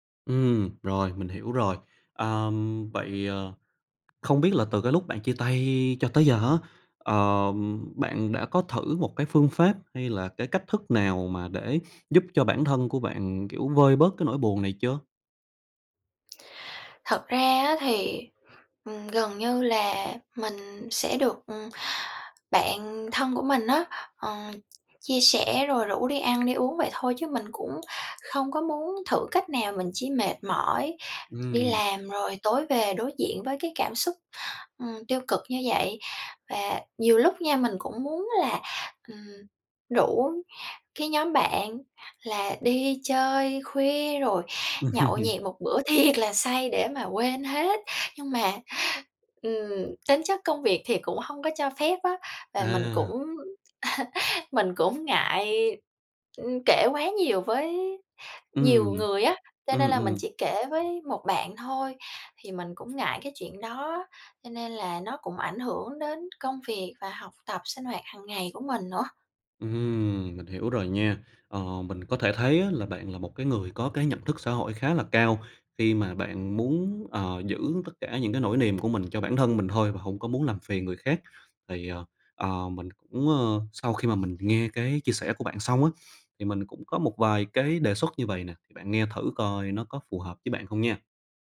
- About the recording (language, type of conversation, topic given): Vietnamese, advice, Làm sao để mình vượt qua cú chia tay đột ngột và xử lý cảm xúc của mình?
- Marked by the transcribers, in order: sniff; tapping; stressed: "thiệt"; laugh; laugh; laughing while speaking: "cũng"